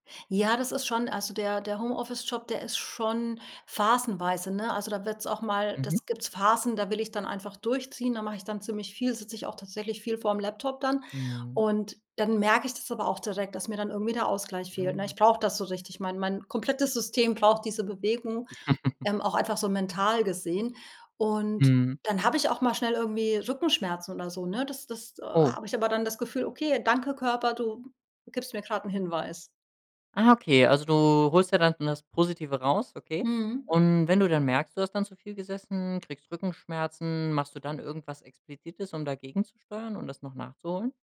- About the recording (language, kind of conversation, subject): German, podcast, Wie baust du kleine Bewegungseinheiten in den Alltag ein?
- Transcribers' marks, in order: giggle